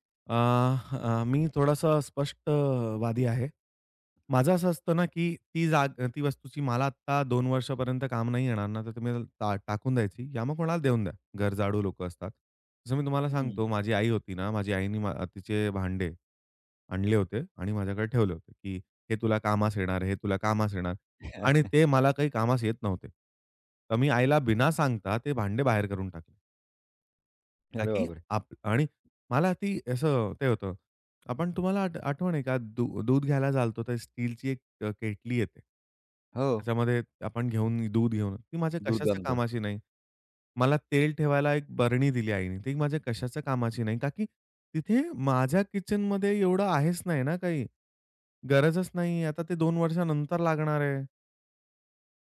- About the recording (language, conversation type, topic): Marathi, podcast, घरात जागा कमी असताना घराची मांडणी आणि व्यवस्थापन तुम्ही कसे करता?
- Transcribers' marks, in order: other background noise; chuckle; tapping